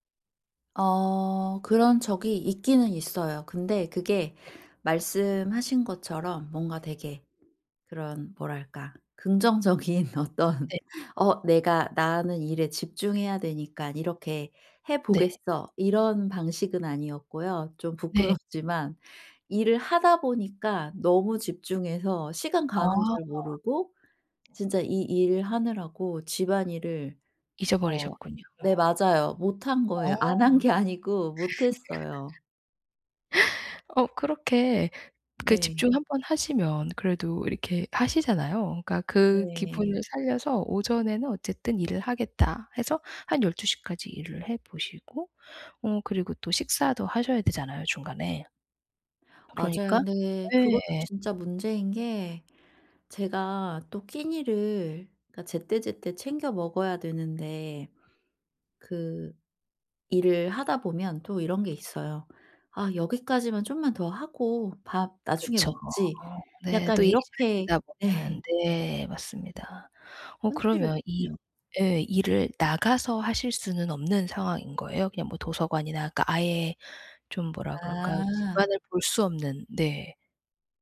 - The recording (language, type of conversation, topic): Korean, advice, 일과 가족의 균형을 어떻게 맞출 수 있을까요?
- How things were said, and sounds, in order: laughing while speaking: "긍정적인 어떤"; other background noise; laugh; laughing while speaking: "예"